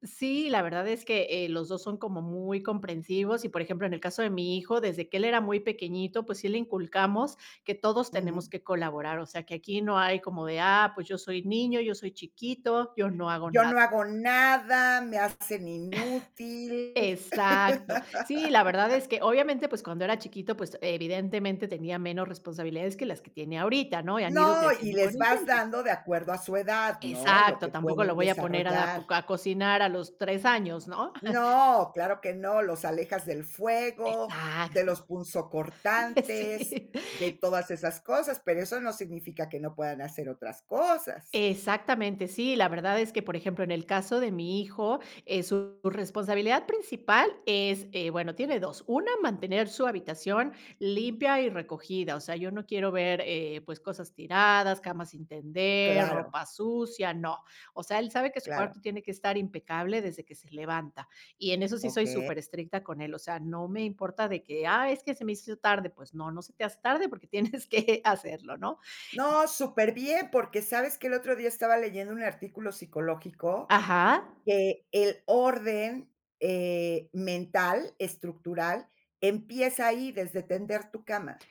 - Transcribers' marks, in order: laugh; chuckle; laughing while speaking: "sí"; laughing while speaking: "tienes que"; other noise
- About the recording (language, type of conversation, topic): Spanish, podcast, ¿Cómo se reparten las tareas del hogar entre los miembros de la familia?